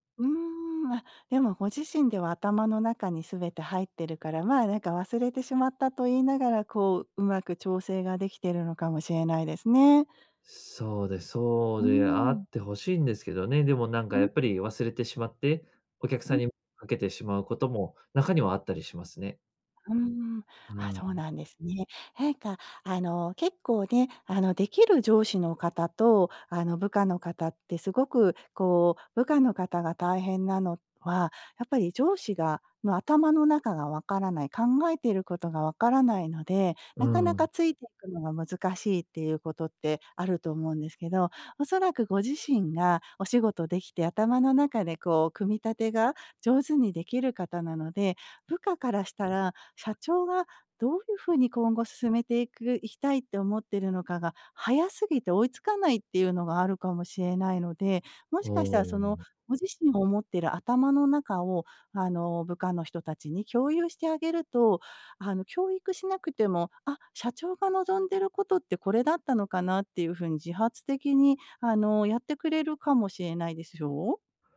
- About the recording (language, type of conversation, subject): Japanese, advice, 仕事量が多すぎるとき、どうやって適切な境界線を設定すればよいですか？
- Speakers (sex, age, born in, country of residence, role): female, 50-54, Japan, United States, advisor; male, 30-34, Japan, Japan, user
- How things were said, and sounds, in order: none